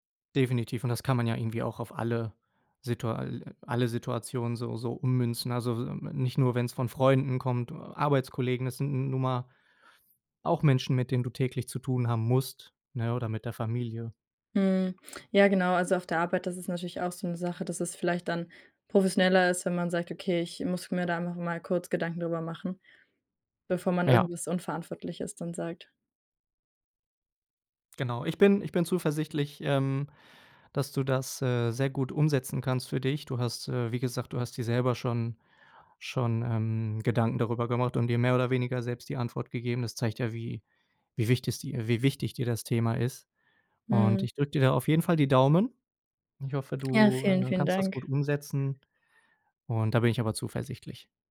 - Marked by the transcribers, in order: "wichtig" said as "wichtigs"
- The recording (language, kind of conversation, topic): German, advice, Warum fällt es mir schwer, Kritik gelassen anzunehmen, und warum werde ich sofort defensiv?
- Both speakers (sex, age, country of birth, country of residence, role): female, 20-24, Germany, Bulgaria, user; male, 30-34, Germany, Germany, advisor